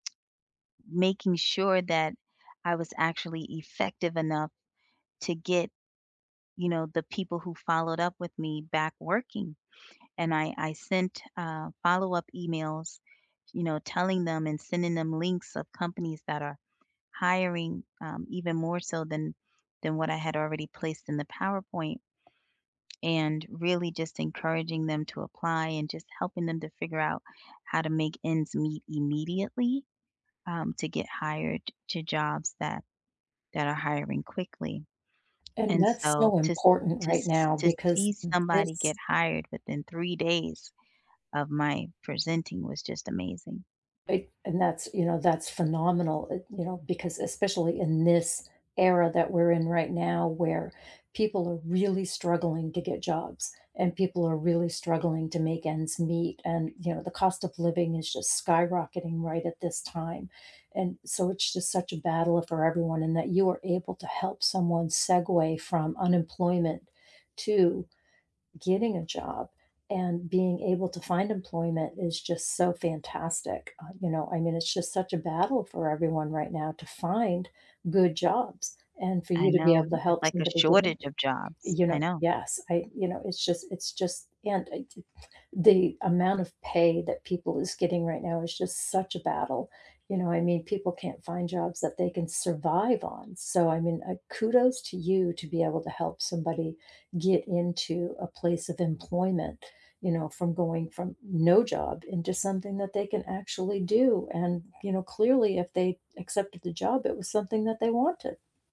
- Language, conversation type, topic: English, unstructured, When was the last time you felt proud of yourself, and what made it meaningful to you?
- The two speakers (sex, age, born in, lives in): female, 45-49, United States, United States; female, 60-64, United States, United States
- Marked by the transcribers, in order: tapping; stressed: "really"